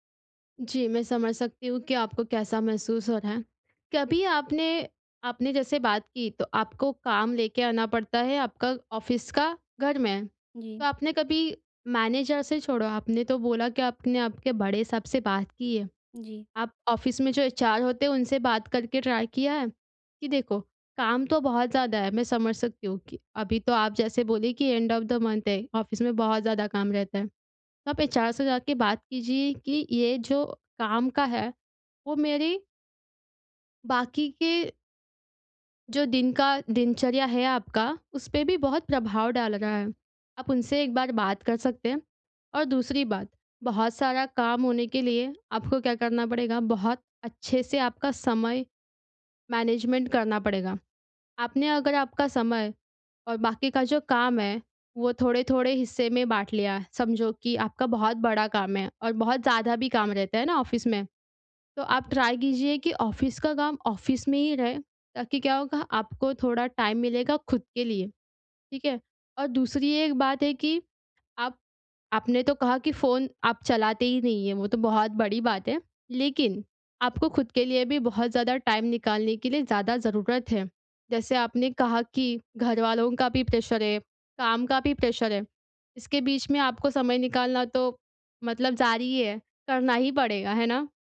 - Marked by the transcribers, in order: in English: "ऑफ़िस"; in English: "मैनेजर"; in English: "ऑफ़िस"; in English: "ट्राई"; in English: "एंड ऑफ़ द मंथ"; in English: "ऑफ़िस"; in English: "मैनेजमेंट"; in English: "ऑफ़िस"; in English: "ट्राई"; in English: "ऑफ़िस"; in English: "ऑफ़िस"; in English: "टाइम"; in English: "टाइम"; in English: "प्रेशर"; in English: "प्रेशर"
- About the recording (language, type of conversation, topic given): Hindi, advice, आराम के लिए समय निकालने में मुझे कठिनाई हो रही है—मैं क्या करूँ?